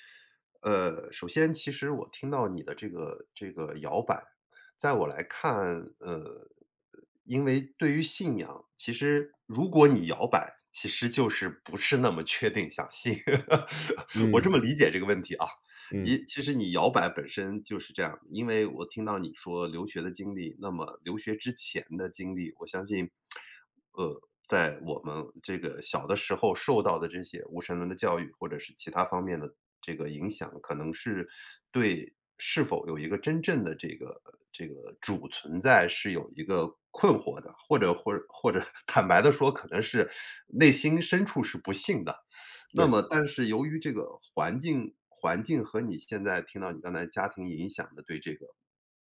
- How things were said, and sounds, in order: laugh; lip smack; laughing while speaking: "坦白"
- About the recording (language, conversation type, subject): Chinese, advice, 你为什么会对自己的信仰或价值观感到困惑和怀疑？